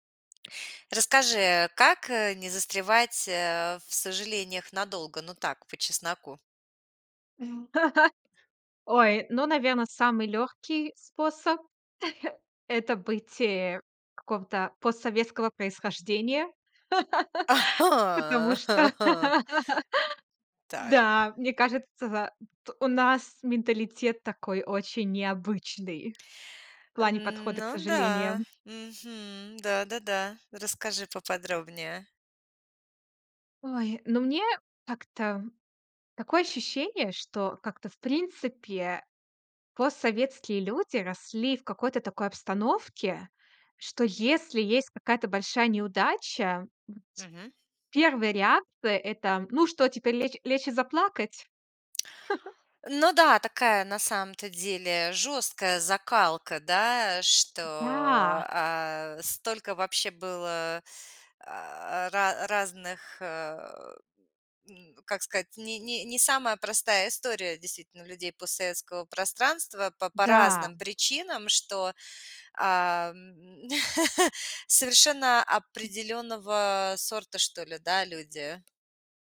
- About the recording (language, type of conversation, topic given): Russian, podcast, Как перестать надолго застревать в сожалениях?
- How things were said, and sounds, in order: tapping; chuckle; chuckle; laugh; drawn out: "Ну да"; other background noise; chuckle; chuckle